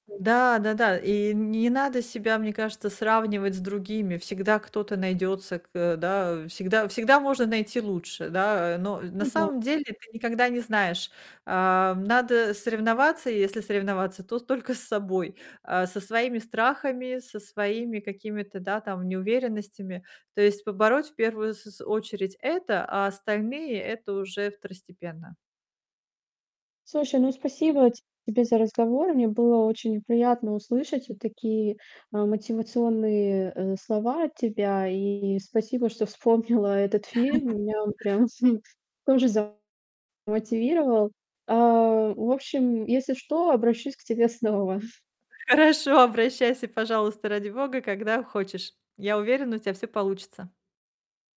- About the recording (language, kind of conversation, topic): Russian, advice, Как перестать паниковать после небольшого срыва и продолжать двигаться к цели, не боясь повторного провала?
- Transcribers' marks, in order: distorted speech; tapping; chuckle; chuckle; chuckle; laughing while speaking: "Хорошо"